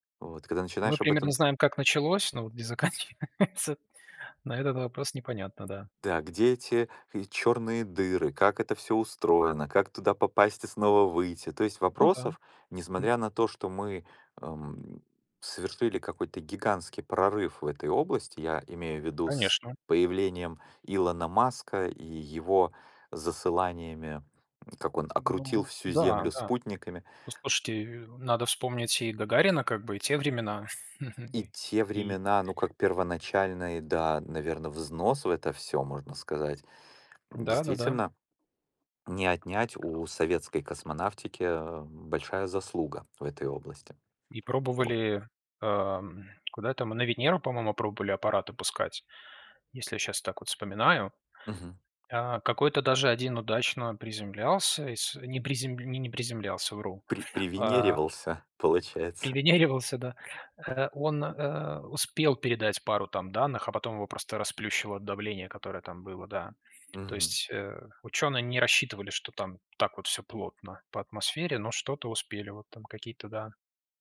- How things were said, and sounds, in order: laughing while speaking: "заканчивается -"; tapping; chuckle; other background noise; laughing while speaking: "привенеривался"
- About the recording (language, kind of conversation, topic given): Russian, unstructured, Почему люди изучают космос и что это им даёт?